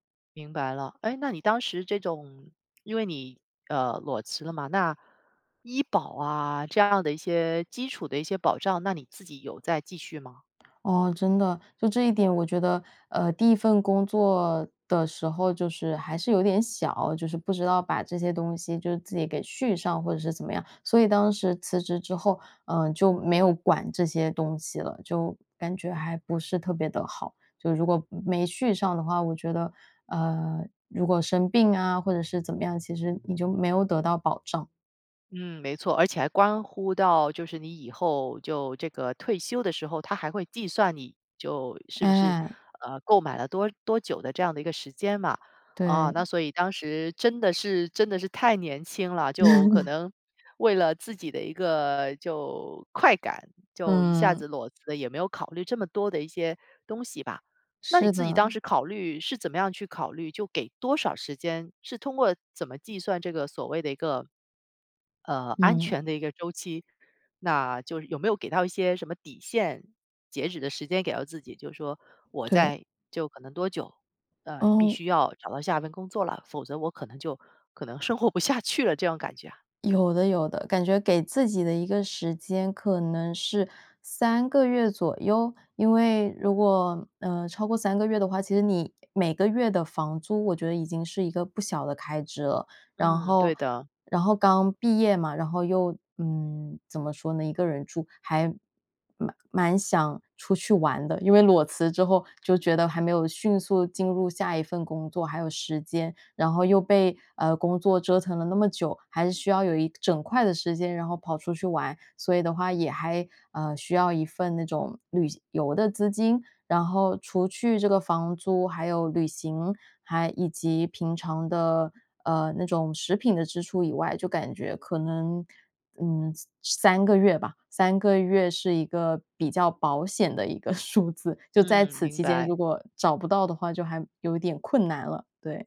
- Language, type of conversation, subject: Chinese, podcast, 转行时如何处理经济压力？
- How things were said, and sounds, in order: chuckle; other background noise; laughing while speaking: "生活不下去了"; laughing while speaking: "数字"